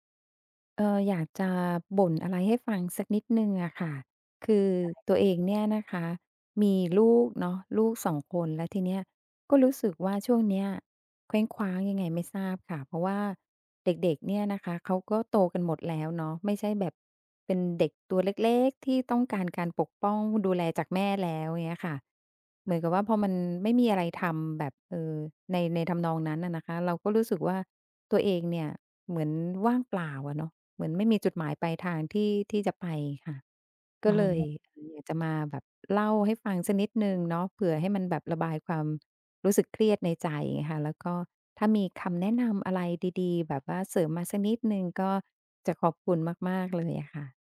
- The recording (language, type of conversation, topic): Thai, advice, คุณรับมือกับความรู้สึกว่างเปล่าและไม่มีเป้าหมายหลังจากลูกโตแล้วอย่างไร?
- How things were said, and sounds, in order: tapping; other background noise